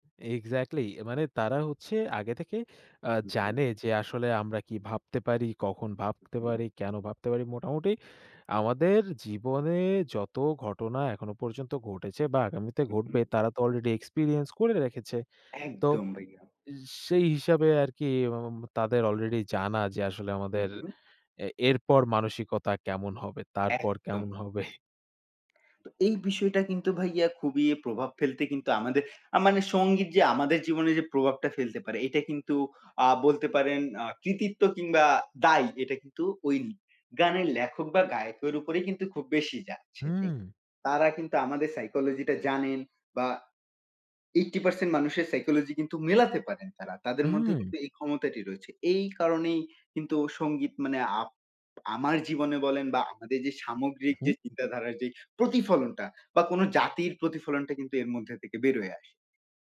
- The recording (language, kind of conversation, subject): Bengali, unstructured, সঙ্গীত আপনার জীবনে কী ধরনের প্রভাব ফেলেছে?
- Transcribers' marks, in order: none